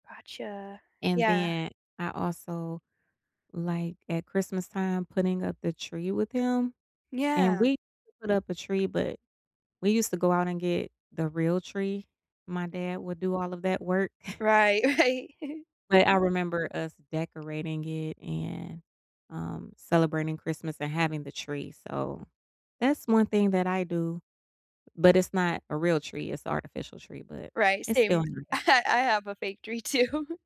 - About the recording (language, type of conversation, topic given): English, unstructured, How can I recall a childhood memory that still makes me smile?
- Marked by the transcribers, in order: tapping; chuckle; laughing while speaking: "Right"; giggle; background speech; laughing while speaking: "I"; laughing while speaking: "too"